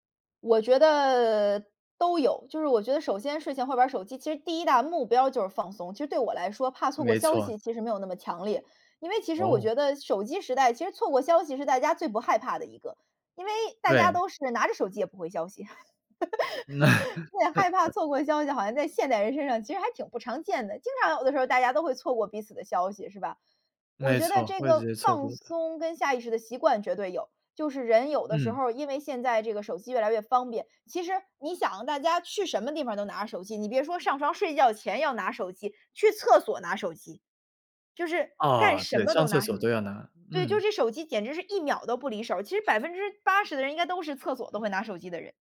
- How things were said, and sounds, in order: laugh
- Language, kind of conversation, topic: Chinese, podcast, 你如何控制自己睡前玩手机？